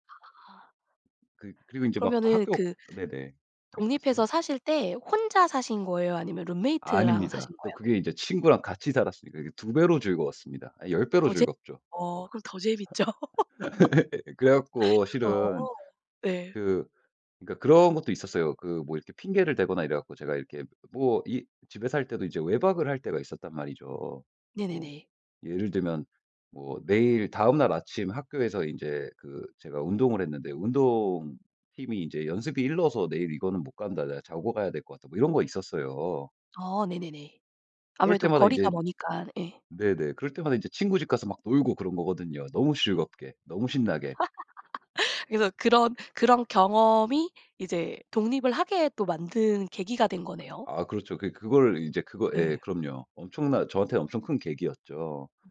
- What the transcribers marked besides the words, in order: laugh; laughing while speaking: "재밌죠"; laugh; laugh
- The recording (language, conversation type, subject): Korean, podcast, 집을 떠나 독립했을 때 기분은 어땠어?